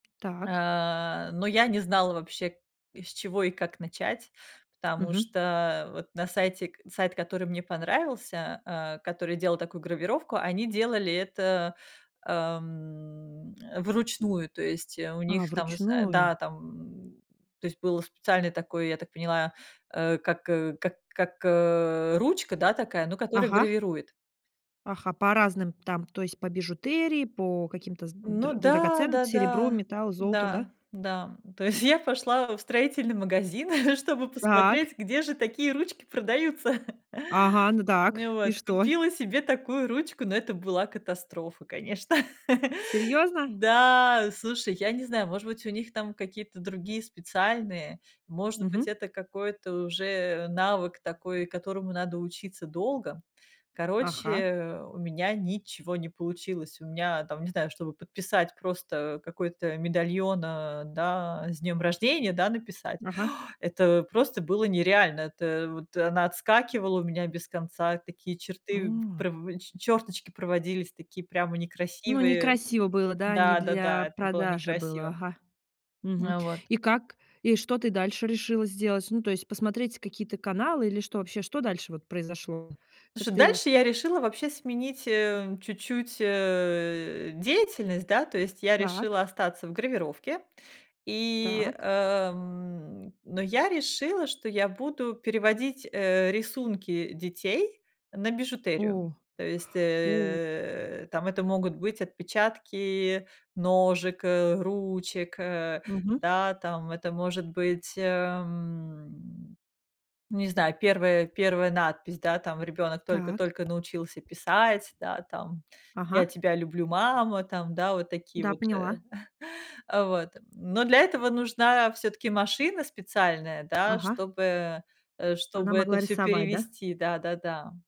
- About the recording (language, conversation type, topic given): Russian, podcast, Какое у вас любимое творческое хобби?
- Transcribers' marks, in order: tapping; chuckle; chuckle; chuckle; laugh; sigh; chuckle; other background noise